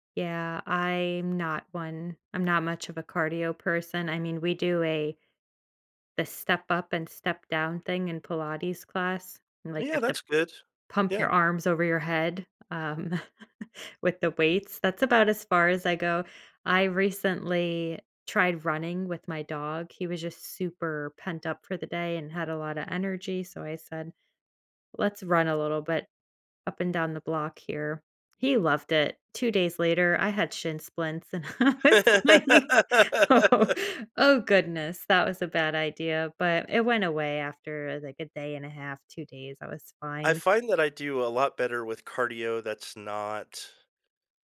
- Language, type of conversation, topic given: English, unstructured, How can I motivate myself on days I have no energy?
- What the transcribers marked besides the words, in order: laughing while speaking: "um"; chuckle; laugh; laughing while speaking: "and I was like, Oh"